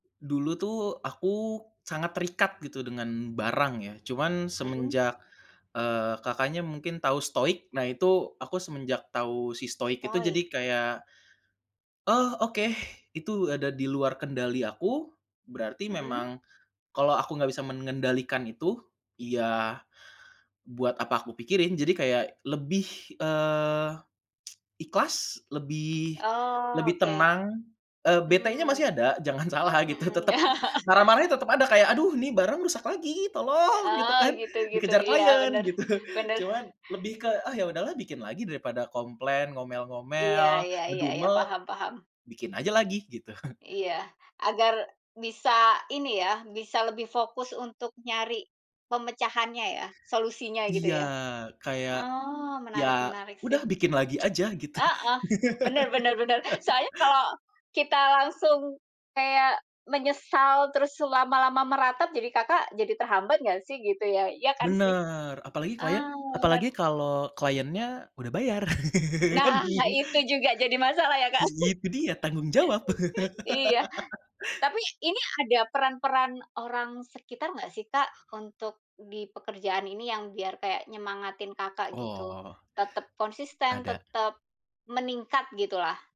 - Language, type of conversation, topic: Indonesian, podcast, Bagaimana kamu menjaga konsistensi berkarya setiap hari?
- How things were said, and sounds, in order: tsk; tapping; chuckle; chuckle; chuckle; other background noise; laugh; laugh; chuckle; laugh